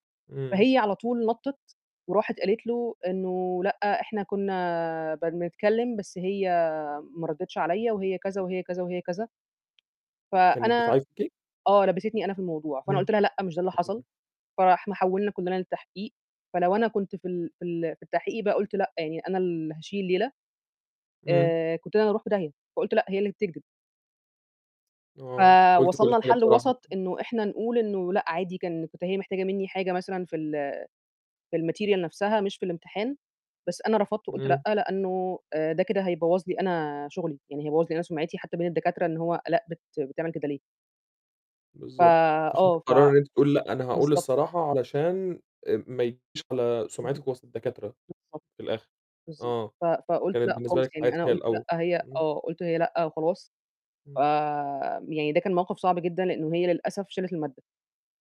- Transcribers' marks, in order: unintelligible speech; distorted speech; in English: "material"; unintelligible speech
- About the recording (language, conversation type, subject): Arabic, podcast, إزاي تقول لأ من غير ما تحس بالذنب؟